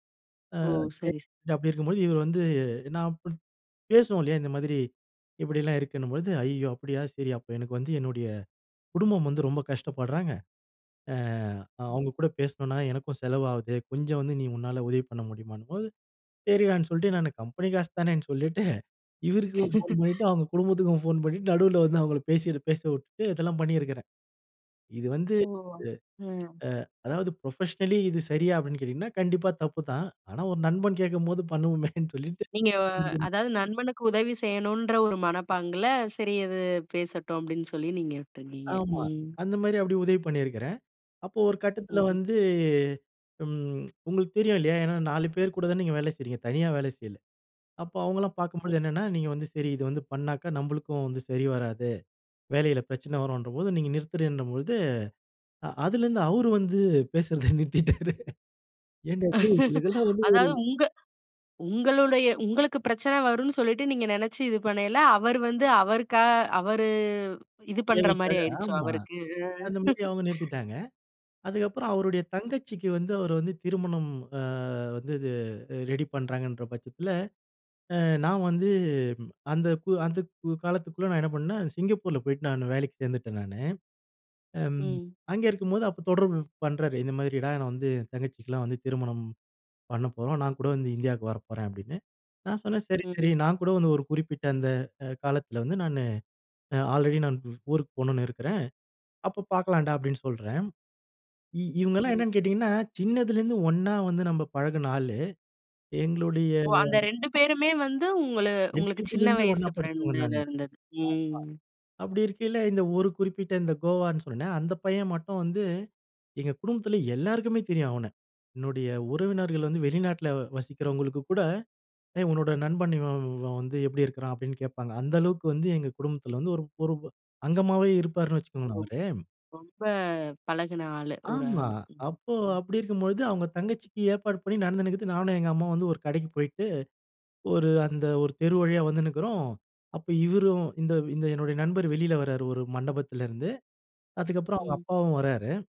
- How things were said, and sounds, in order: unintelligible speech; unintelligible speech; laugh; in English: "ஃபுரொபஷனலி"; laughing while speaking: "பண்ணுவோமேன்னு சொல்லிட்டு"; unintelligible speech; other background noise; drawn out: "வந்து"; laughing while speaking: "பேசுறத நிறுத்திட்டாரு"; laugh; laugh; other noise; in English: "ஆல்ரெடி"; unintelligible speech; unintelligible speech
- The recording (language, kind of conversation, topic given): Tamil, podcast, நல்ல நண்பராக இருப்பதற்கு எது மிக முக்கியம்?